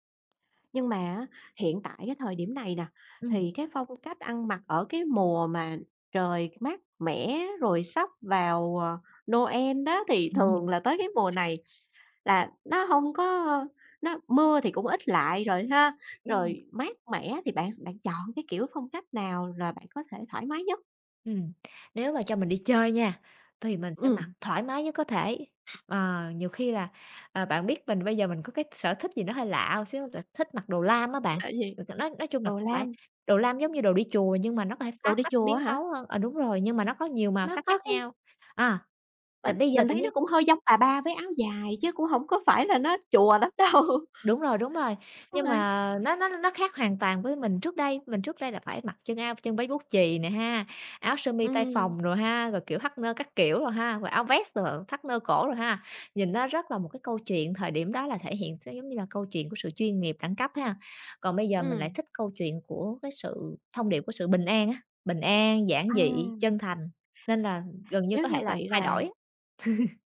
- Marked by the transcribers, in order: other background noise; other noise; alarm; laughing while speaking: "đâu"; unintelligible speech; chuckle
- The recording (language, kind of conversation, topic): Vietnamese, podcast, Phong cách ăn mặc có giúp bạn kể câu chuyện về bản thân không?